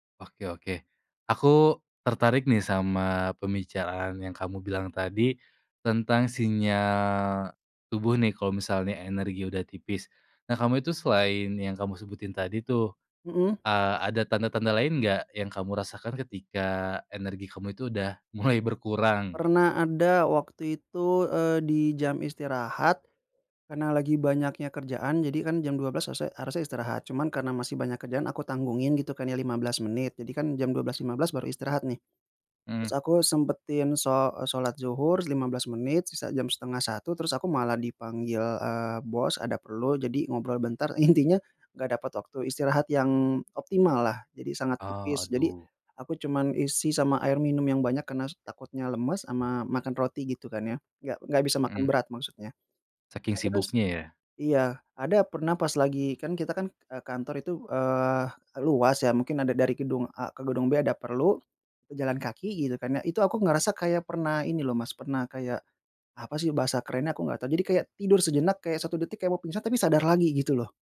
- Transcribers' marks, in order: laughing while speaking: "mulai"; laughing while speaking: "intinya"
- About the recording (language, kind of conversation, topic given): Indonesian, podcast, Bagaimana cara kamu menetapkan batas agar tidak kehabisan energi?